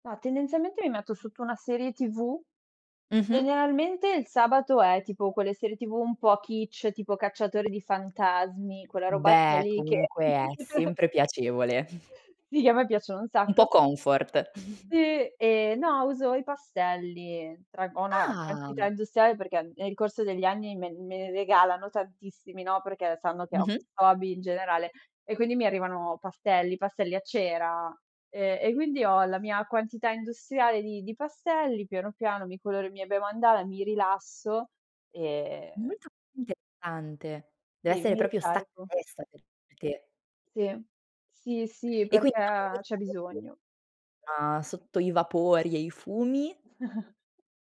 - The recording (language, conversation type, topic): Italian, podcast, Come bilanci il lavoro e il tempo per te stesso?
- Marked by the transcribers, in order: tapping; in German: "Kitsch"; chuckle; chuckle; "interessante" said as "intessante"; "proprio" said as "propio"; unintelligible speech; chuckle